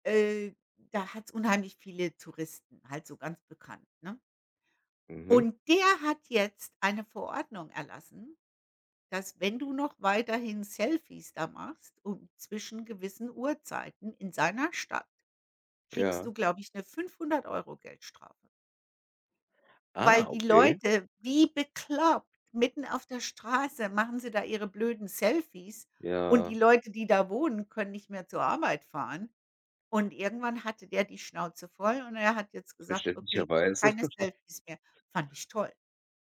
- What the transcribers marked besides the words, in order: chuckle
- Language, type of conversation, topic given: German, unstructured, Findest du, dass Massentourismus zu viel Schaden anrichtet?